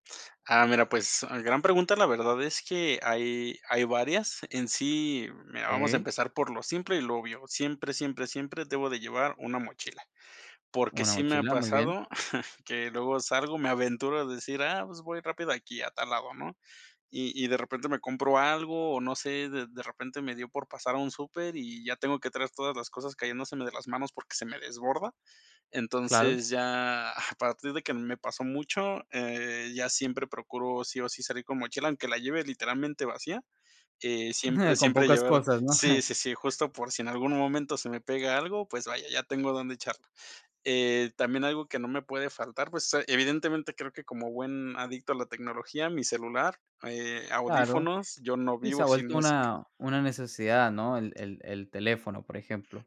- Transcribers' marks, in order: chuckle; chuckle; tapping
- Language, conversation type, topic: Spanish, podcast, ¿Qué cosas nunca te pueden faltar cuando sales?